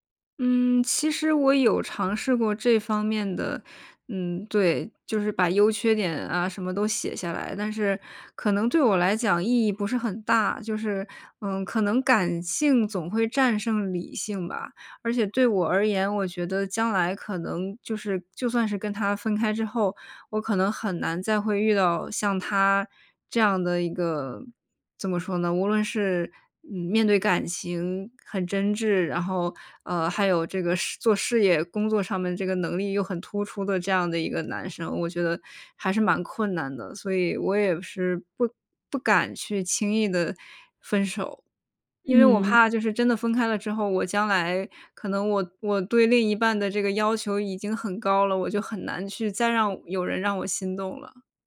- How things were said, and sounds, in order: other background noise
- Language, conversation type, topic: Chinese, advice, 考虑是否该提出分手或继续努力